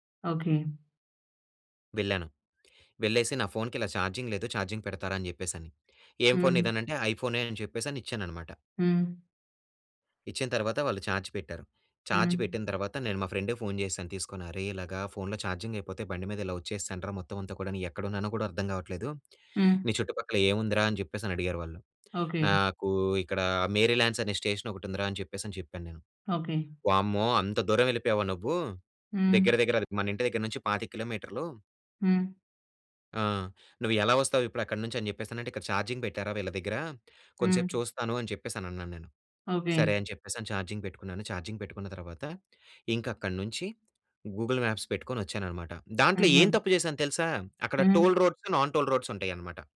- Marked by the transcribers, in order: in English: "చార్జింగ్"; in English: "చార్జింగ్"; in English: "చార్జ్"; in English: "ఛార్జ్"; in English: "ఫ్రెండ్‌కు"; in English: "ఛార్జింగ్"; in English: "స్టేషన్"; in English: "చార్జింగ్"; in English: "ఛార్జింగ్"; in English: "ఛార్జింగ్"; in English: "గూగుల్ మ్యాప్స్"; in English: "టోల్ రోడ్స్, నాన్ టోల్ రోడ్స్"
- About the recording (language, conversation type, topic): Telugu, podcast, విదేశీ నగరంలో భాష తెలియకుండా తప్పిపోయిన అనుభవం ఏంటి?
- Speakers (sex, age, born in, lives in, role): male, 20-24, India, India, host; male, 25-29, India, Finland, guest